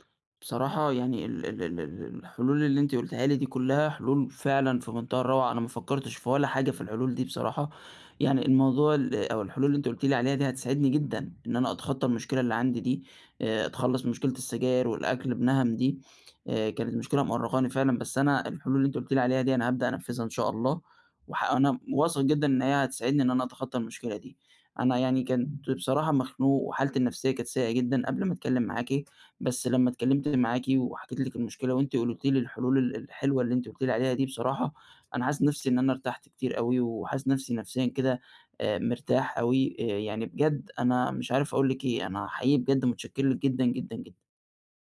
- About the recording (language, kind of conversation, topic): Arabic, advice, إزاي بتلاقي نفسك بتلجأ للكحول أو لسلوكيات مؤذية كل ما تتوتر؟
- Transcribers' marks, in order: none